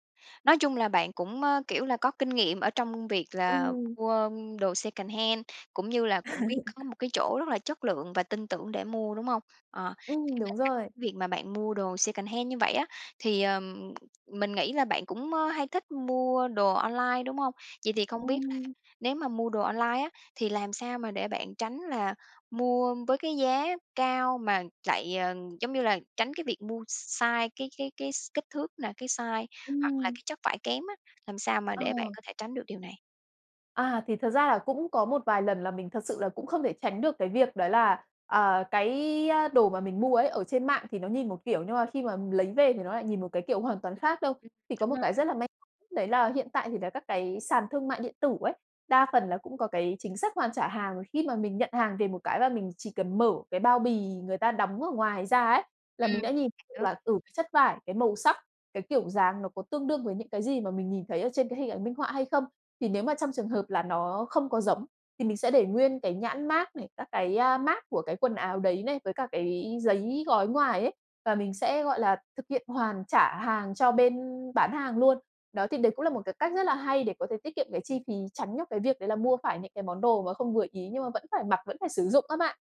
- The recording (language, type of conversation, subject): Vietnamese, podcast, Bạn có bí quyết nào để mặc đẹp mà vẫn tiết kiệm trong điều kiện ngân sách hạn chế không?
- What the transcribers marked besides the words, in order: tapping; in English: "secondhand"; chuckle; in English: "secondhand"